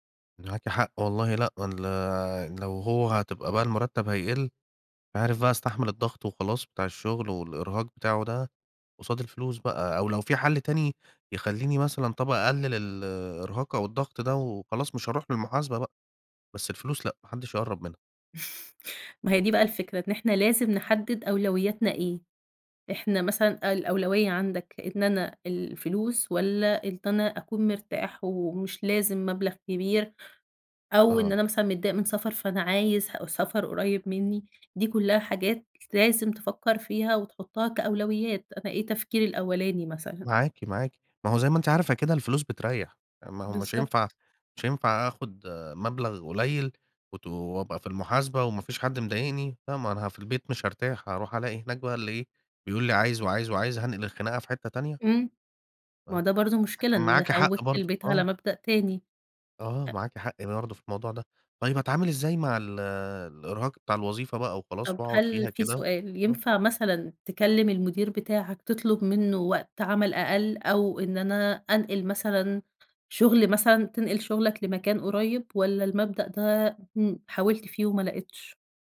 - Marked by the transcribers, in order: chuckle
- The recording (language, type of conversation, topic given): Arabic, advice, إزاي أقرر أكمّل في شغل مرهق ولا أغيّر مساري المهني؟